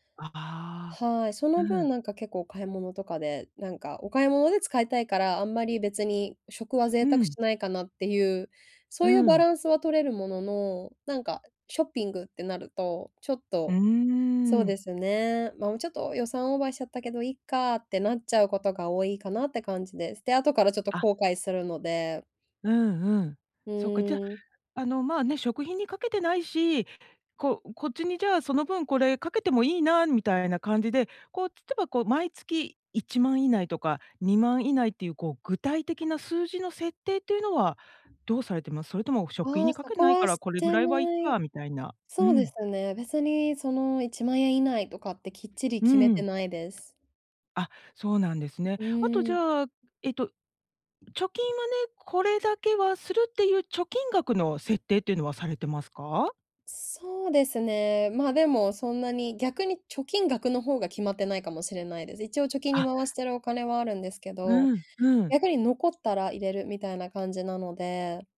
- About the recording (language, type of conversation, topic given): Japanese, advice, 衝動買いを抑えるために、日常でできる工夫は何ですか？
- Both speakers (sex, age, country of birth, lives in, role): female, 30-34, Japan, Japan, user; female, 50-54, Japan, United States, advisor
- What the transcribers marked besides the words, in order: other background noise